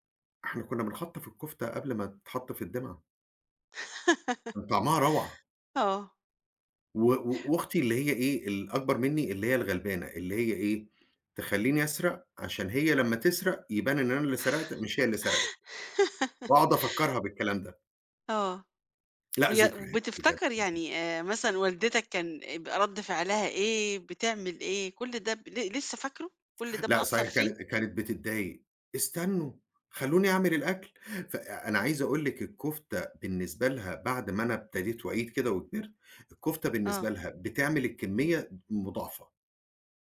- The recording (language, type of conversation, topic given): Arabic, podcast, إيه الأكلة التقليدية اللي بتفكّرك بذكرياتك؟
- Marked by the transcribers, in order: laugh; laugh; put-on voice: "استنّوا خلّوني أعمل الأكل"